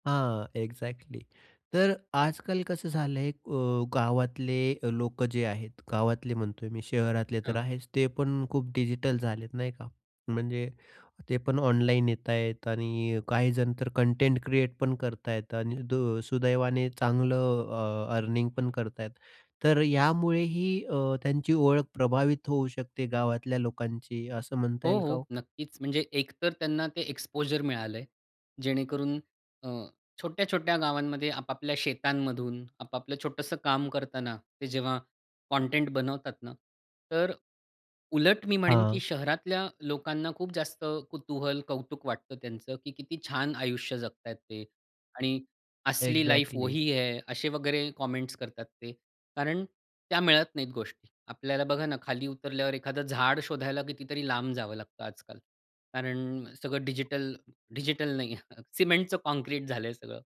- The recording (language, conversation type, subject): Marathi, podcast, डिजिटल जगामुळे तुमची स्वतःची ओळख आणि आत्मप्रतिमा कशी बदलली आहे?
- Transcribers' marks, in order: in English: "एक्झॅक्टली"; tapping; in English: "एक्सपोजर"; in Hindi: "असली लाईफ वही है"; in English: "एक्झॅक्टली"; in English: "कमेंट्स"; other noise; chuckle